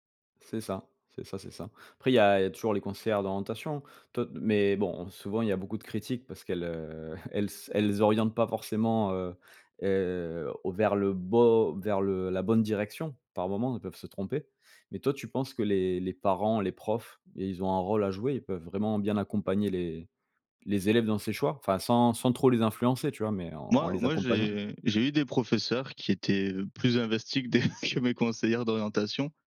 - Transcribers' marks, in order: unintelligible speech; chuckle; chuckle
- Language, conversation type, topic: French, unstructured, Faut-il donner plus de liberté aux élèves dans leurs choix d’études ?